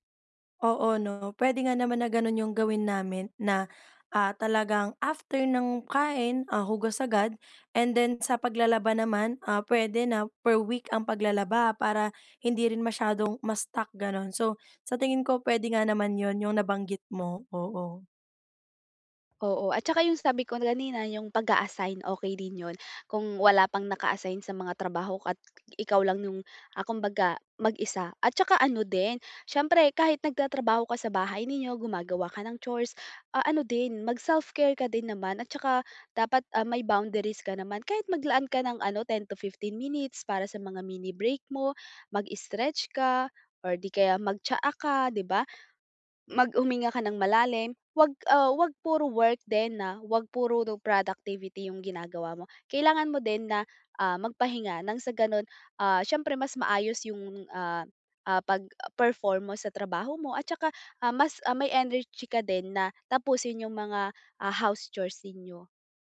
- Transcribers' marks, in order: tapping; "at" said as "kat"; tongue click
- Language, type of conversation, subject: Filipino, advice, Paano namin maayos at patas na maibabahagi ang mga responsibilidad sa aming pamilya?
- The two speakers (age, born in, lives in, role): 18-19, Philippines, Philippines, user; 20-24, Philippines, Philippines, advisor